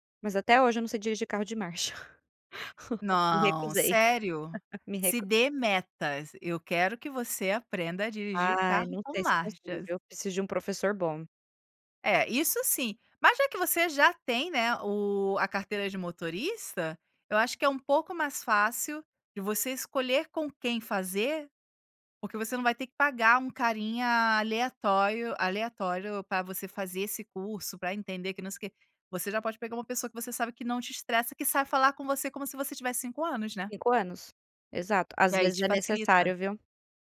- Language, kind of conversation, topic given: Portuguese, podcast, Como a internet mudou seu jeito de aprender?
- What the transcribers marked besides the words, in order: laugh; tapping